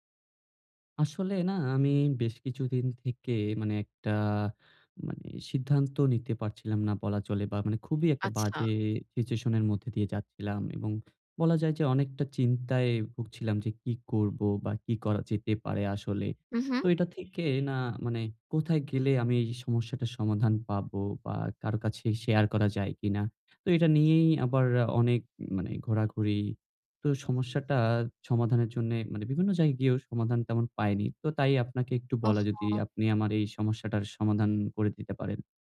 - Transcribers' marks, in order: other background noise; horn
- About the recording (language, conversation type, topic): Bengali, advice, একই বাড়িতে থাকতে থাকতেই আলাদা হওয়ার সময় আপনি কী ধরনের আবেগীয় চাপ অনুভব করছেন?